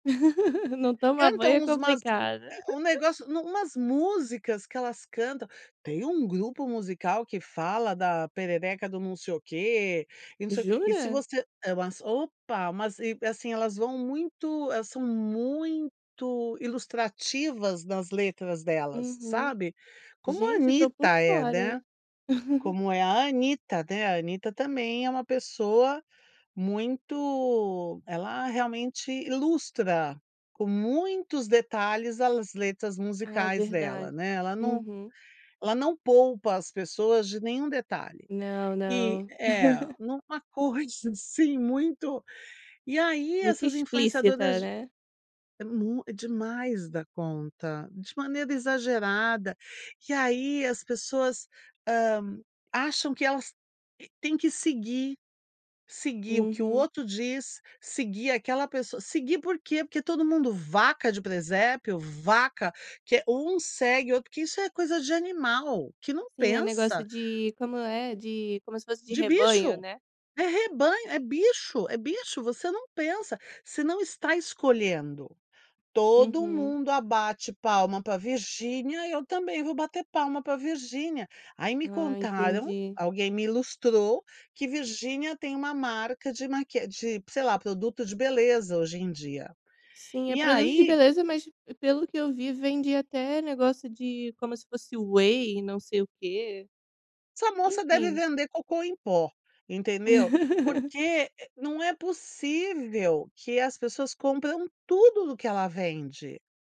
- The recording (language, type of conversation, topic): Portuguese, podcast, Como você explicaria o fenômeno dos influenciadores digitais?
- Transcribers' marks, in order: laugh; other background noise; tapping; laugh; laugh; laugh; in English: "whey"; laugh